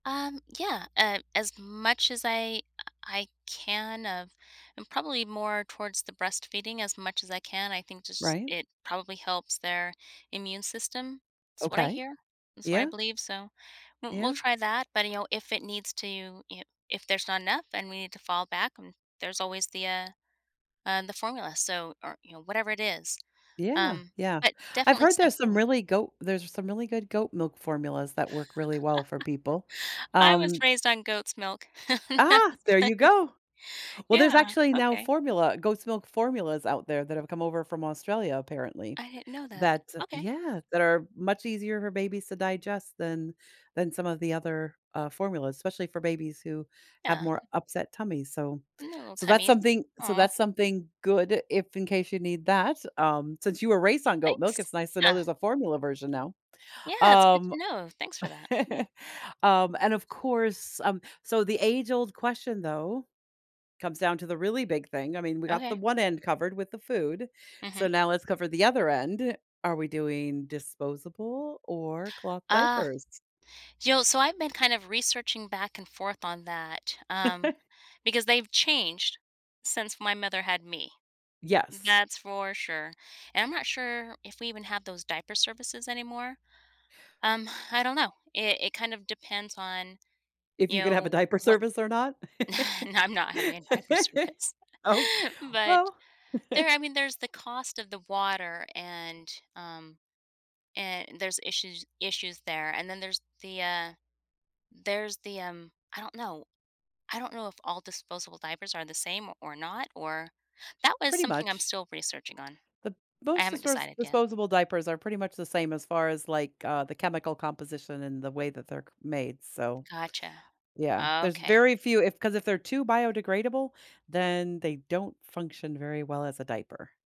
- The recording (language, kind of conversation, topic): English, advice, How can I prepare for becoming a new parent?
- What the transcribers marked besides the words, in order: tapping; laugh; laugh; laughing while speaking: "That's funny"; other background noise; chuckle; laugh; exhale; chuckle; laughing while speaking: "no, I'm not"; laughing while speaking: "diaper service"; chuckle; laugh; laughing while speaking: "Oh"; laugh